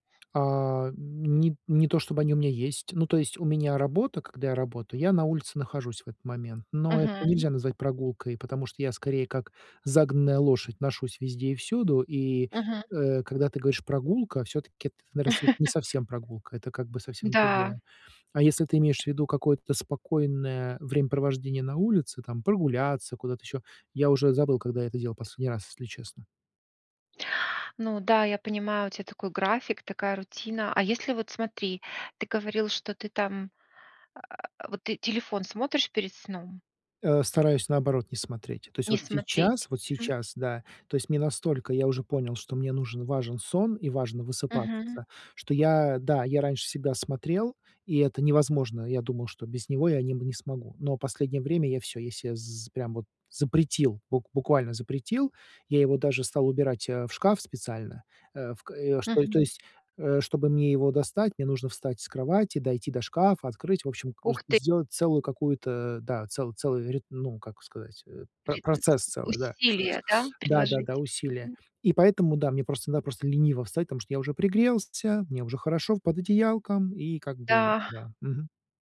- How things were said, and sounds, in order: tapping; chuckle; grunt; grunt; other background noise; sniff
- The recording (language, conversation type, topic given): Russian, advice, Как создать спокойную вечернюю рутину, чтобы лучше расслабляться?